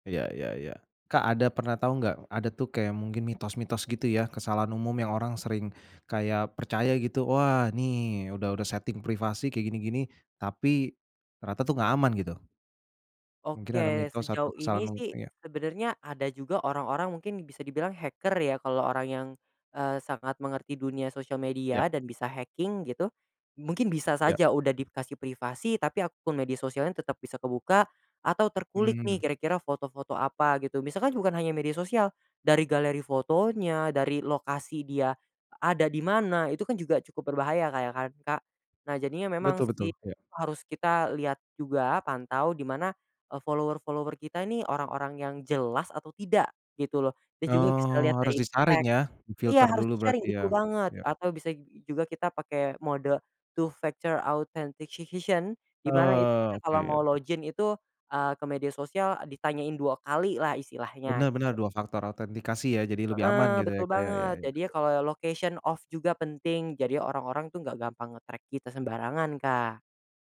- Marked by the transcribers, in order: in English: "hacker"; in English: "hacking"; in English: "follower-follower"; in English: "tag"; in English: "Two-Factor Authentication"; other background noise; in English: "location off"; in English: "nge-track"
- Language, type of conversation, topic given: Indonesian, podcast, Bagaimana cara menjaga privasi di akun media sosial?